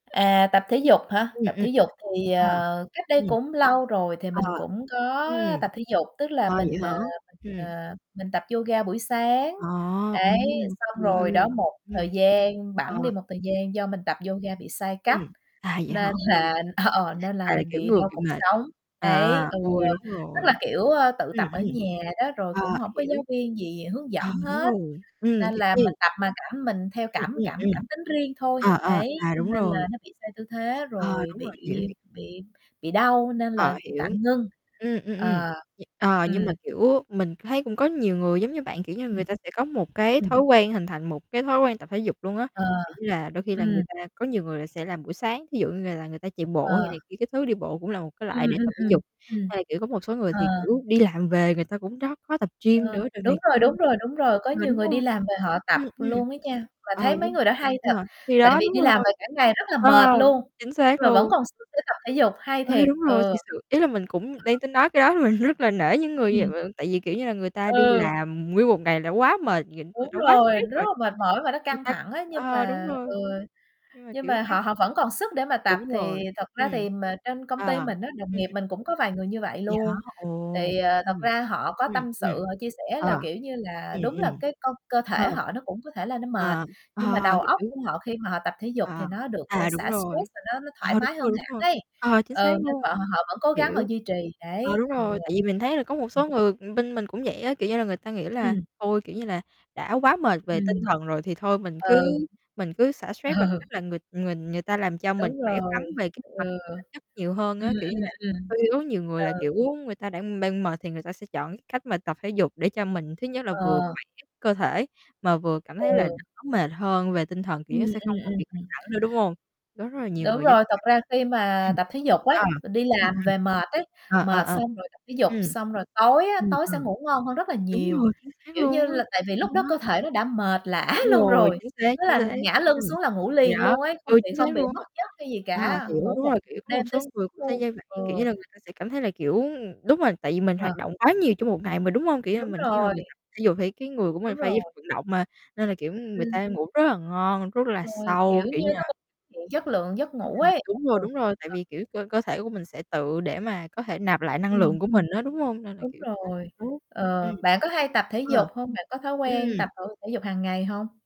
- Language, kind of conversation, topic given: Vietnamese, unstructured, Thói quen tập thể dục của bạn như thế nào?
- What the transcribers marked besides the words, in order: other background noise; tapping; static; unintelligible speech; mechanical hum; distorted speech; laughing while speaking: "là ờ"; unintelligible speech; laughing while speaking: "mình rất là"; unintelligible speech; unintelligible speech; laughing while speaking: "Ừ"; unintelligible speech; unintelligible speech; unintelligible speech; laughing while speaking: "lả"; unintelligible speech; unintelligible speech